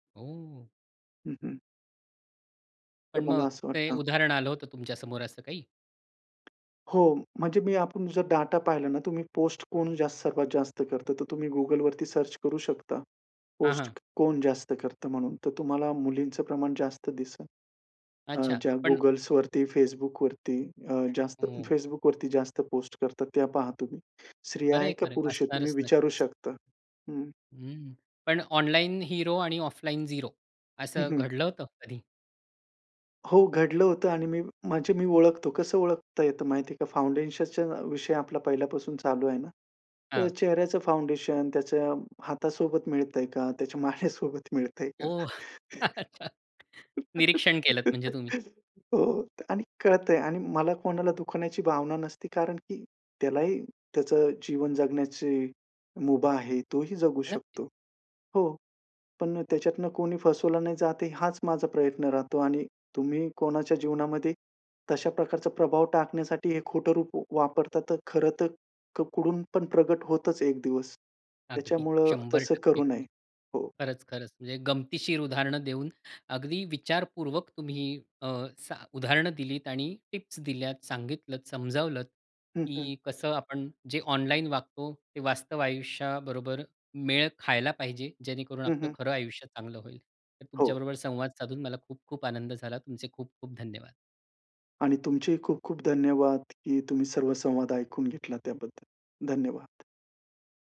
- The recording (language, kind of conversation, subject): Marathi, podcast, ऑनलाइन आणि वास्तव आयुष्यातली ओळख वेगळी वाटते का?
- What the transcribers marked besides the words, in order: other background noise; chuckle; laughing while speaking: "अच्छा"; laughing while speaking: "त्याच्या माने सोबत मिळतंय का? हो"; chuckle; tapping